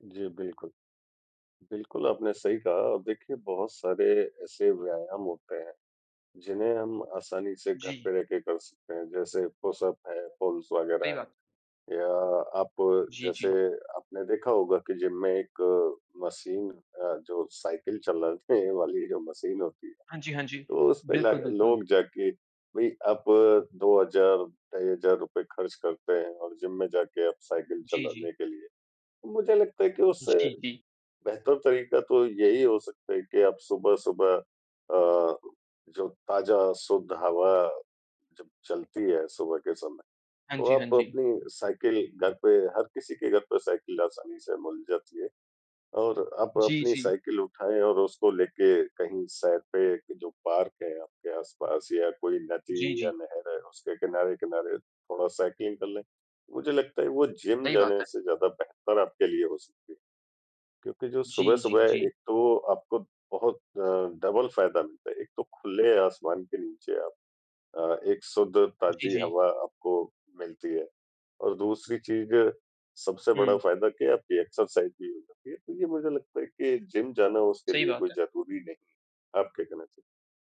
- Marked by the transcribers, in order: in English: "पुश-अप"; in English: "पुल्स"; in English: "साइकिलिंग"; in English: "डबल"; in English: "एक्सरसाइज़"
- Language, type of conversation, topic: Hindi, unstructured, क्या जिम जाना सच में ज़रूरी है?